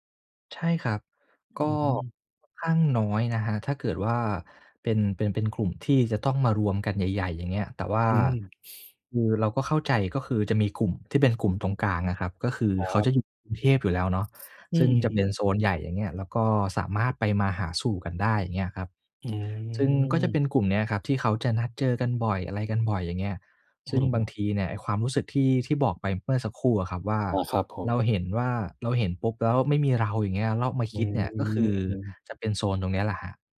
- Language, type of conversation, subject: Thai, advice, ทำไมฉันถึงรู้สึกว่าถูกเพื่อนละเลยและโดดเดี่ยวในกลุ่ม?
- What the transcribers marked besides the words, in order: chuckle